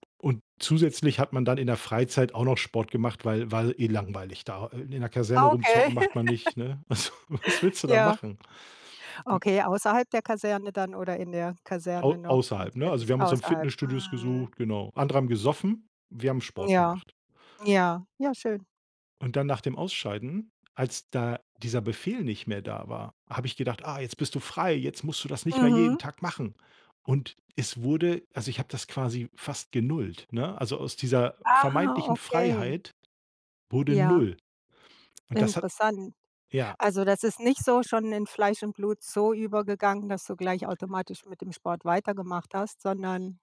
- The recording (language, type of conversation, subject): German, podcast, Wie motivierst du dich, wenn dich niemand kontrolliert?
- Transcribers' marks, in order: other background noise; laugh; laughing while speaking: "Also, was willst"; tapping; other noise